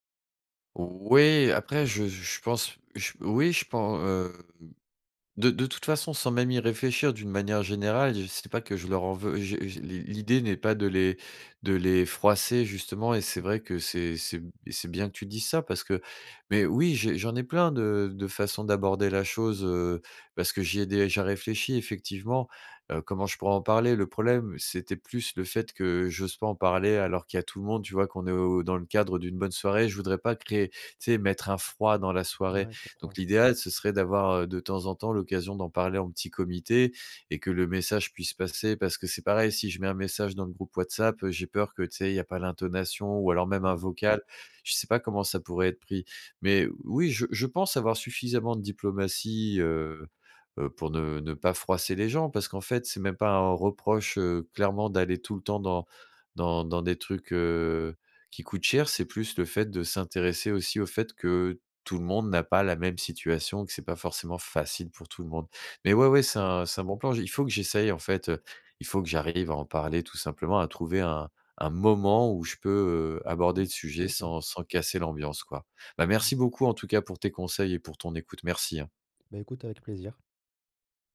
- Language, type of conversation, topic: French, advice, Comment gérer la pression sociale pour dépenser lors d’événements et de sorties ?
- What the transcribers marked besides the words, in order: other noise; stressed: "facile"; tapping